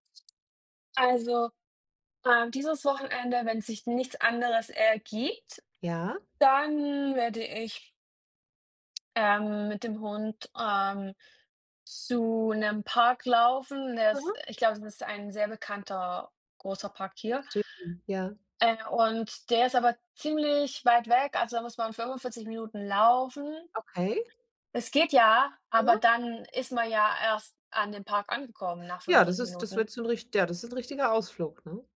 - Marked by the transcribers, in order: none
- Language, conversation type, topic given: German, unstructured, Wie verbringst du am liebsten ein freies Wochenende?